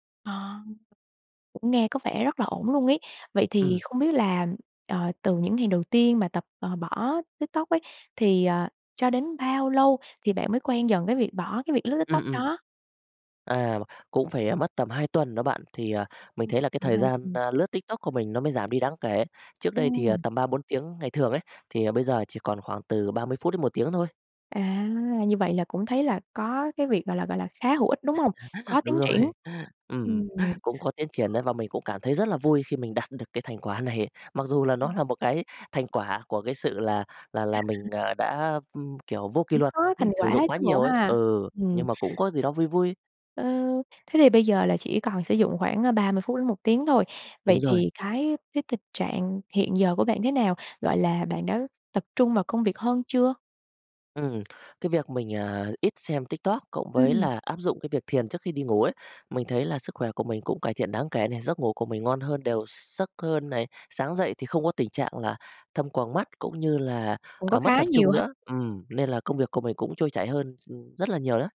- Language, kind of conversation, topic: Vietnamese, podcast, Bạn đã bao giờ tạm ngừng dùng mạng xã hội một thời gian chưa, và bạn cảm thấy thế nào?
- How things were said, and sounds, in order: other background noise; laugh; laughing while speaking: "Đúng rồi"; laughing while speaking: "cái thành quả này"; chuckle